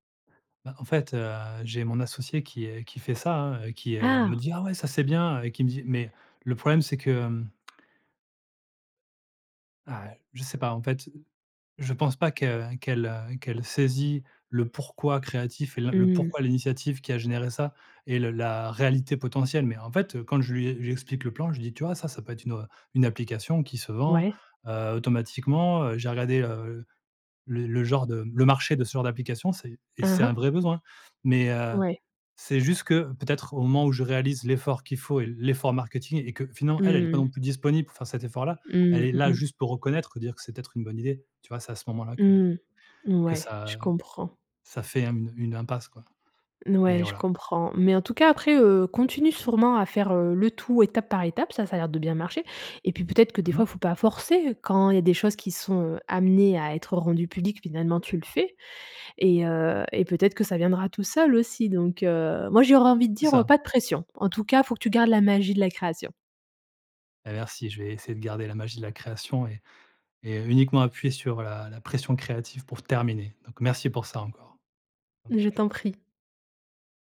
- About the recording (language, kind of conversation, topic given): French, advice, Comment surmonter mon perfectionnisme qui m’empêche de finir ou de partager mes œuvres ?
- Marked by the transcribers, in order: tapping